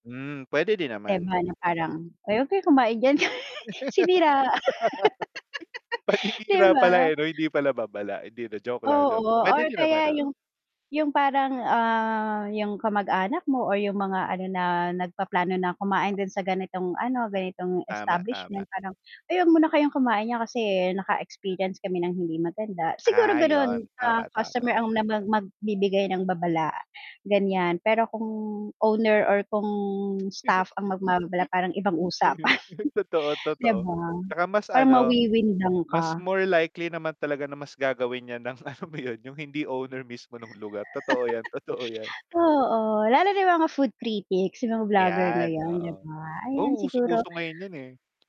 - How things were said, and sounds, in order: static; distorted speech; tapping; bird; laugh; laughing while speaking: "Paninira"; chuckle; laughing while speaking: "Siniraan"; laugh; chuckle; laughing while speaking: "usapan"; laughing while speaking: "alam mo 'yun"; chuckle; laughing while speaking: "totoo"
- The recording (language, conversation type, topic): Filipino, unstructured, Ano ang nararamdaman mo kapag nakakain ka ng pagkaing may halong plastik?